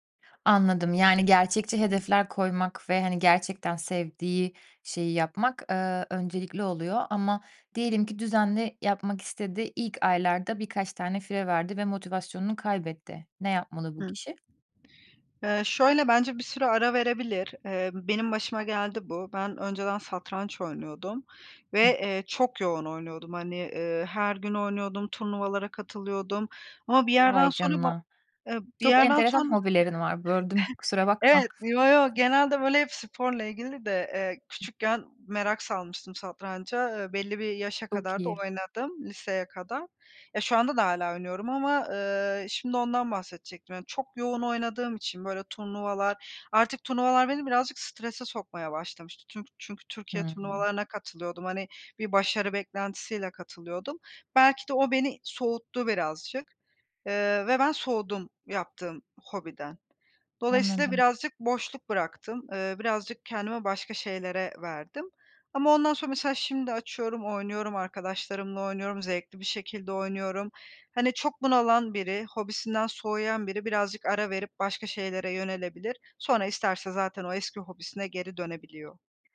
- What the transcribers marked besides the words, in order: stressed: "çok"; giggle; other background noise
- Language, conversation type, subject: Turkish, podcast, Hobiler kişisel tatmini ne ölçüde etkiler?